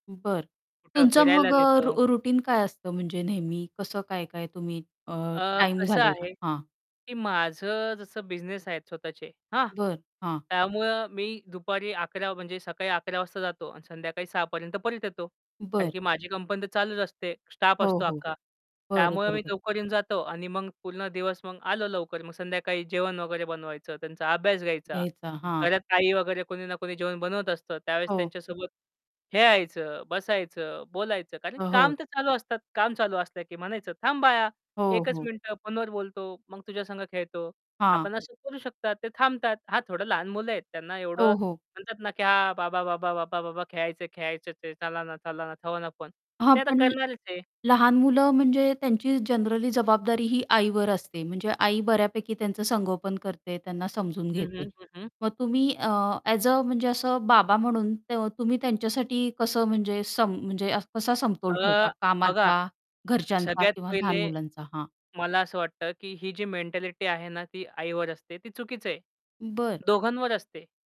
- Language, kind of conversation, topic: Marathi, podcast, काम सांभाळत मुलांसाठी वेळ कसा काढता?
- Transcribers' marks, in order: distorted speech; in English: "रूटीन"; static; other background noise; in English: "जनरली"